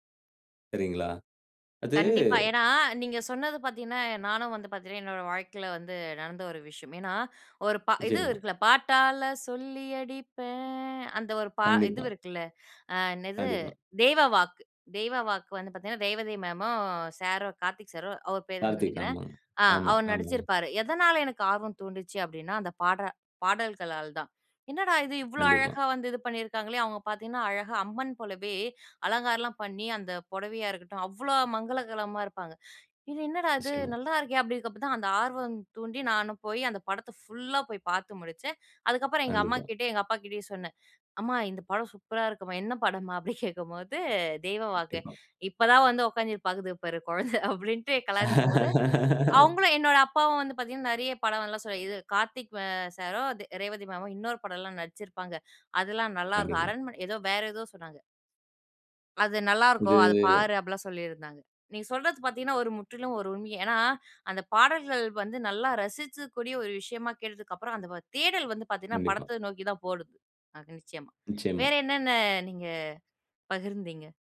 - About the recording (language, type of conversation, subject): Tamil, podcast, பழைய ஹிட் பாடலுக்கு புதிய கேட்போர்களை எப்படிக் கவர முடியும்?
- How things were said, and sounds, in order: singing: "பாட்டால சொல்லி அடிப்பேன்"; laughing while speaking: "அப்பிடி கேட்கும்போது"; laughing while speaking: "குழந்தை"; laugh; "ரசிக்கக்" said as "ரசிச்சக்"; "போயிடுது" said as "போடுது"